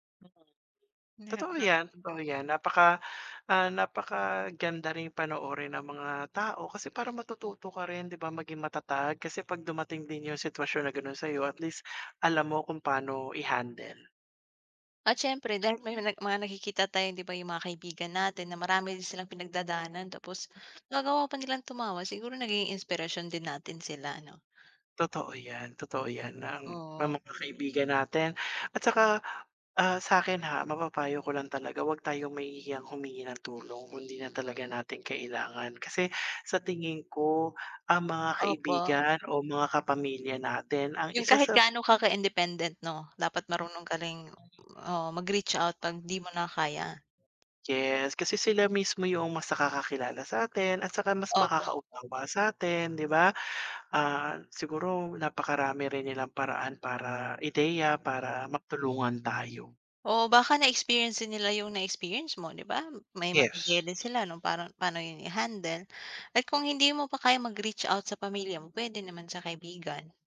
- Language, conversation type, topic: Filipino, unstructured, Paano mo hinaharap ang takot at stress sa araw-araw?
- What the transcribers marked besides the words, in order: other background noise; unintelligible speech; background speech; tapping; in English: "independent"